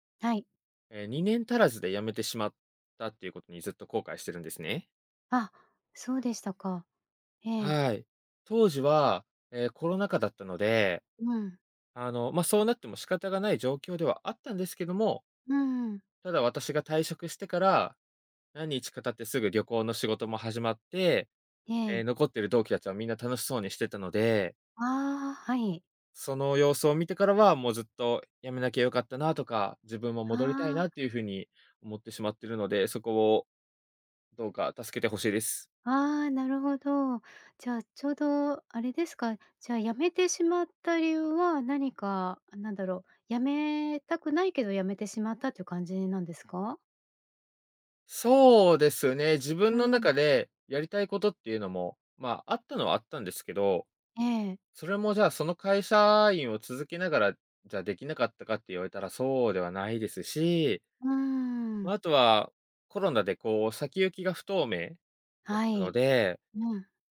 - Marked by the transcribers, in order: none
- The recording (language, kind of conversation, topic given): Japanese, advice, 自分を責めてしまい前に進めないとき、どうすればよいですか？